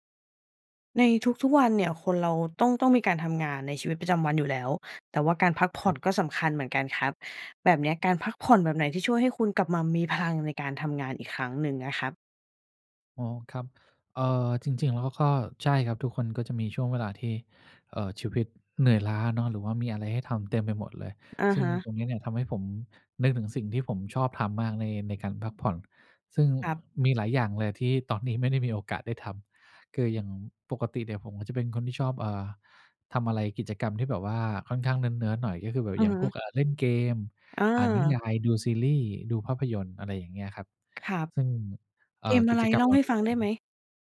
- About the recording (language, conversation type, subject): Thai, podcast, การพักผ่อนแบบไหนช่วยให้คุณกลับมามีพลังอีกครั้ง?
- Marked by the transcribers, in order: tapping; other background noise